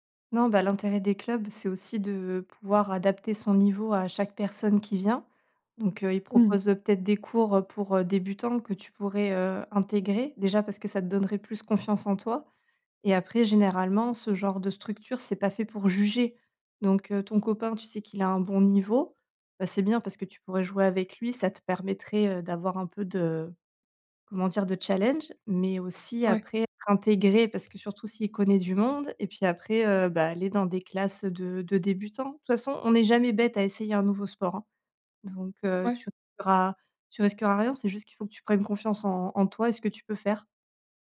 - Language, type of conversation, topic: French, advice, Comment surmonter ma peur d’échouer pour essayer un nouveau loisir ou un nouveau sport ?
- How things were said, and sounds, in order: other background noise; stressed: "juger"